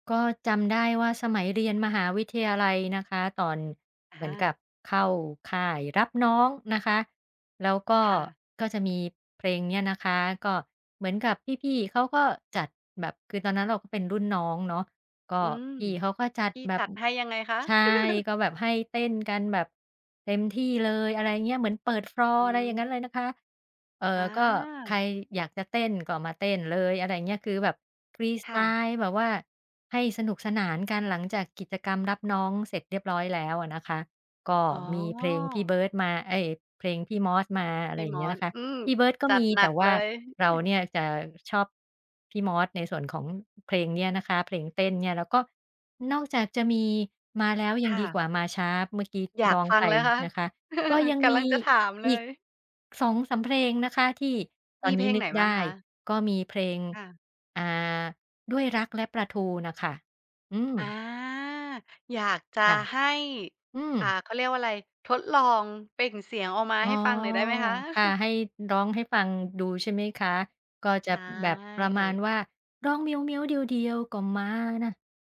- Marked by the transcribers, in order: tapping; laugh; in English: "ฟลอร์"; other noise; other background noise; chuckle; drawn out: "อา"; chuckle; singing: "ร้องเหมียวเหมียว เดี๋ยวเดียวก็มา น่ะ"
- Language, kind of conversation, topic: Thai, podcast, เพลงไหนที่พอได้ยินแล้วทำให้คุณอยากลุกขึ้นเต้นทันที?